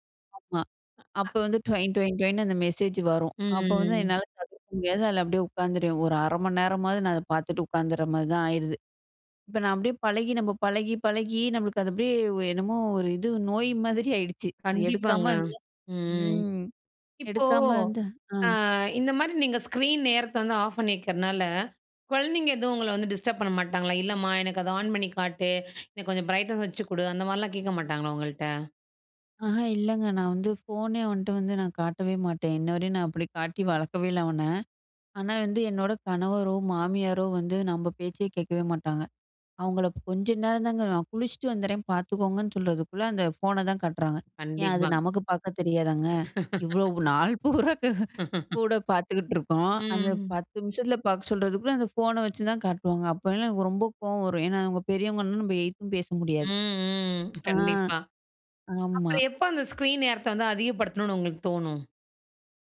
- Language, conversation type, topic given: Tamil, podcast, உங்கள் தினசரி திரை நேரத்தை நீங்கள் எப்படி நிர்வகிக்கிறீர்கள்?
- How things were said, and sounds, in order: unintelligible speech; in English: "ஸ்க்ரீன்"; inhale; in English: "ப்ரைட்னெஸ்"; laugh; laughing while speaking: "நாள் பூரா கூட பாத்துக்கிட்டு இருக்கோம்"; laugh; other noise; in English: "ஸ்க்ரீன்"